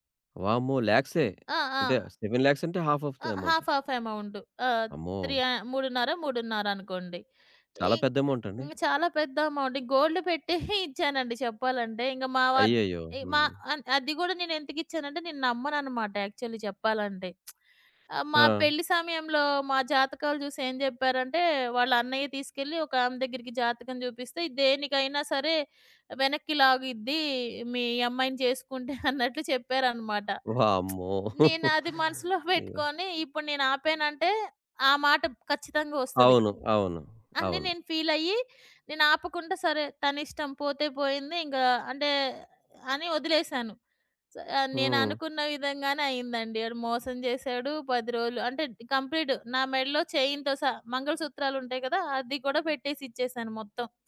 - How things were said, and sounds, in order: in English: "సెవెన్ లాక్స్"; in English: "హాఫ్ ఆఫ్ ద అమౌంట్"; in English: "హాఫ్, హాఫ్"; in English: "త్రీ"; in English: "అమౌంట్, గోల్డ్"; chuckle; in English: "యాక్చువల్లీ"; lip smack; chuckle; lip smack; other background noise; in English: "చైన్‌తో"
- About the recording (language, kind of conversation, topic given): Telugu, podcast, పెంపుడు జంతువులు ఒంటరితనాన్ని తగ్గించడంలో నిజంగా సహాయపడతాయా? మీ అనుభవం ఏమిటి?